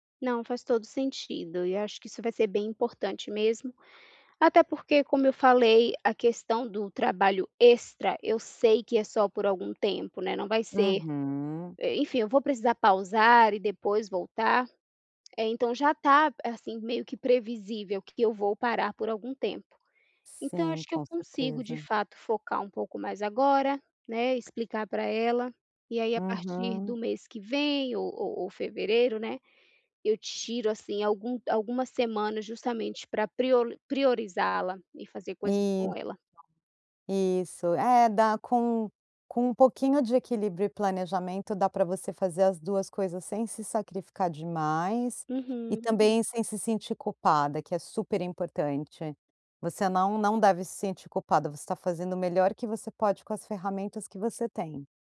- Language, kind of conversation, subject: Portuguese, advice, Como posso simplificar minha vida e priorizar momentos e memórias?
- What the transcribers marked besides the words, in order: other background noise